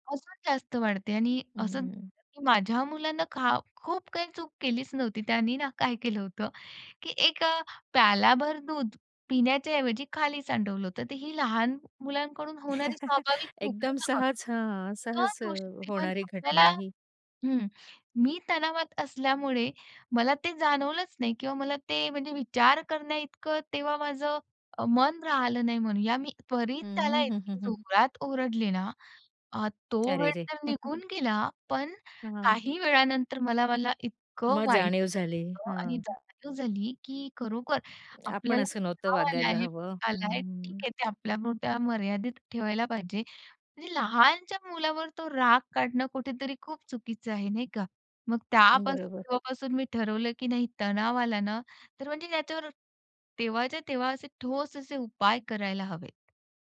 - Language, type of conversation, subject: Marathi, podcast, तुम्हाला तणावाची लक्षणे कशी लक्षात येतात?
- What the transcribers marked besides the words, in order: unintelligible speech; chuckle; chuckle; tapping